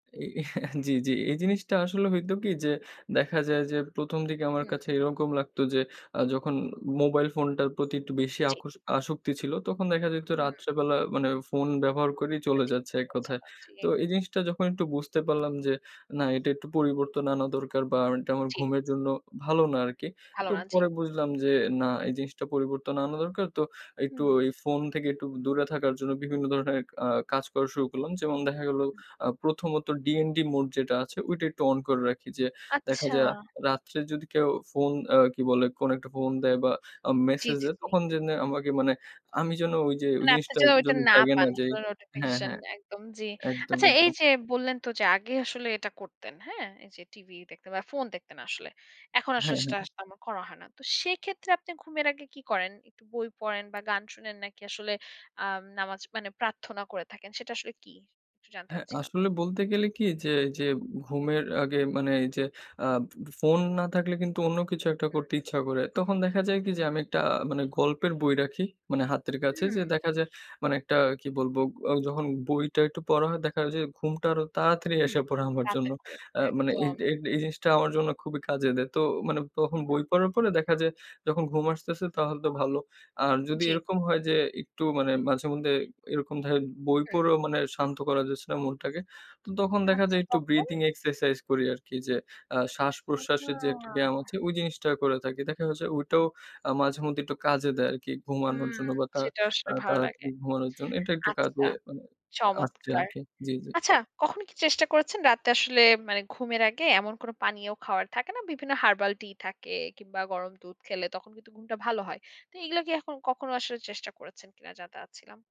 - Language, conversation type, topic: Bengali, podcast, ভালো ঘুম নিশ্চিত করতে আপনি রাতের রুটিন কীভাবে সাজান?
- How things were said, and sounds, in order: tapping; chuckle; other background noise; laughing while speaking: "নোটিফিকেশন"; drawn out: "উহুম"; stressed: "আচ্ছা"